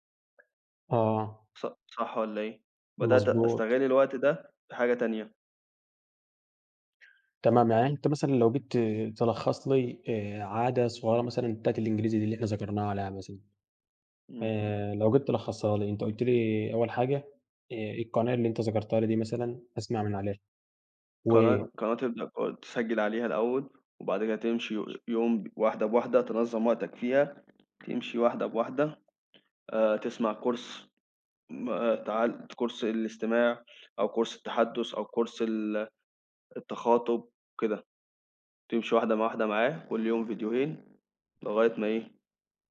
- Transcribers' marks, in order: tapping; unintelligible speech; unintelligible speech; other background noise; in English: "course"; other noise; in English: "course"; in English: "course"; in English: "course"
- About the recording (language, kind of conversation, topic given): Arabic, unstructured, إيه هي العادة الصغيرة اللي غيّرت حياتك؟